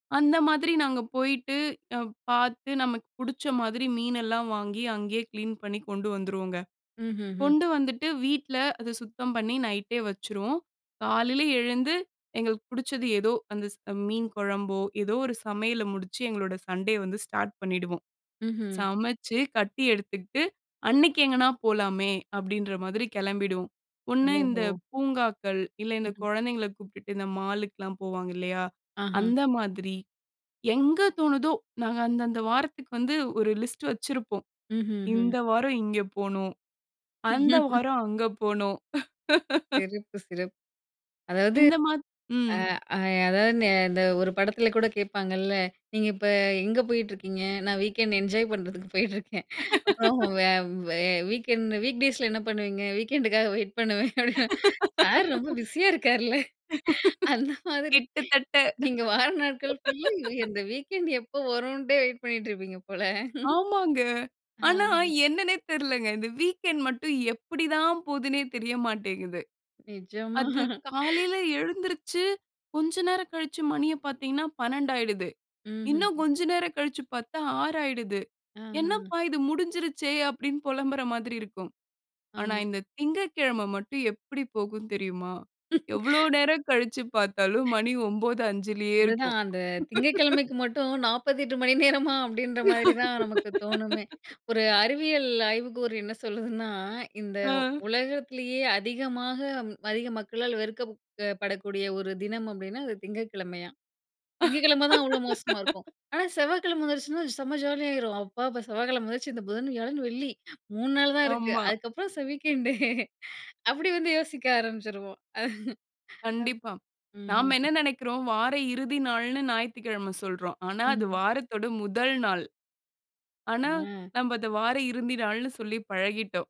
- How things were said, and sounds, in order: chuckle; laugh; in English: "வீக்கெண்ட் என்ஜாய்"; snort; in English: "வீக்கெண்ட் வீக் டேஸ்ல"; chuckle; laugh; laugh; chuckle; inhale; laugh; other noise; laugh; laugh; laugh; in English: "வீக்கெண்டு"; laugh
- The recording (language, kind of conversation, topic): Tamil, podcast, வாரம் முடிவில் நீங்கள் செய்யும் ஓய்வு வழக்கம் என்ன?